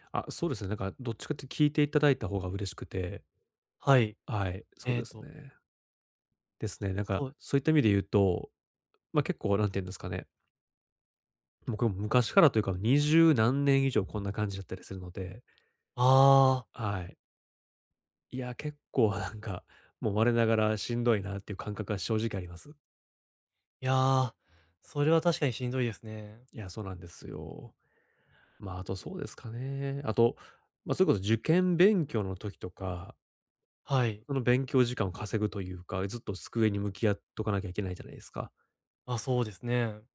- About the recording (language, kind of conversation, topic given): Japanese, advice, 作業中に注意散漫になりやすいのですが、集中を保つにはどうすればよいですか？
- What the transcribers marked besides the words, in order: none